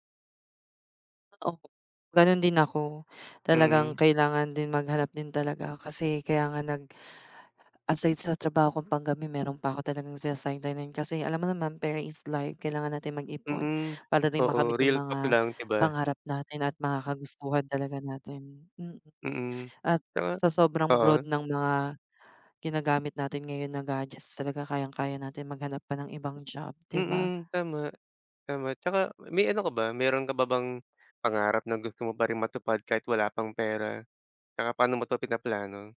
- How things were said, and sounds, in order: none
- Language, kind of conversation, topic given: Filipino, unstructured, Ano ang unang pangarap na natupad mo dahil nagkaroon ka ng pera?